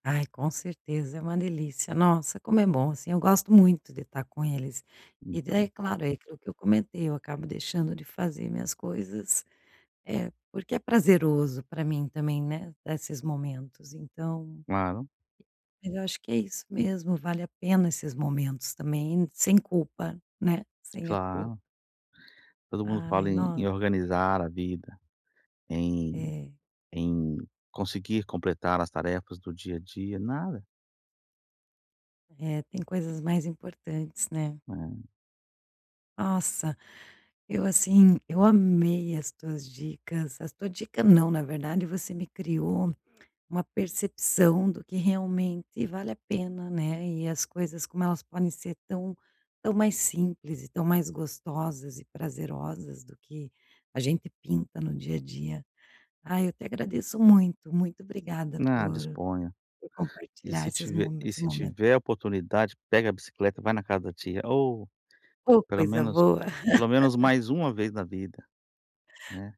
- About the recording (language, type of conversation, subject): Portuguese, advice, Como posso criar rotinas simples para manter a organização no dia a dia?
- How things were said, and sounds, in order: tapping; other background noise; laugh